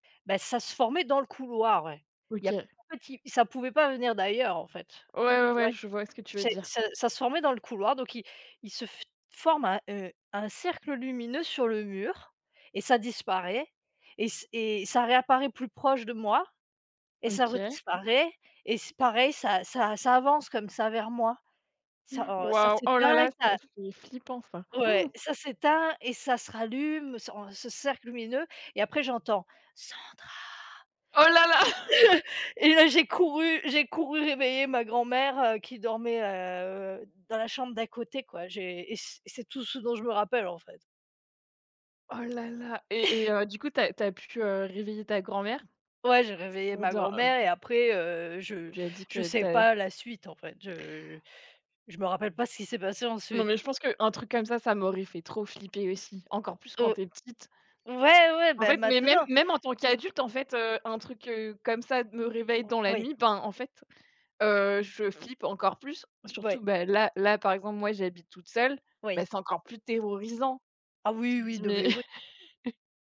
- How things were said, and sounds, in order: unintelligible speech; gasp; put-on voice: "Sandra"; stressed: "Oh, là, là"; chuckle; chuckle; chuckle
- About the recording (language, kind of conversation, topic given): French, unstructured, Préférez-vous les histoires à mystère ou les thrillers psychologiques ?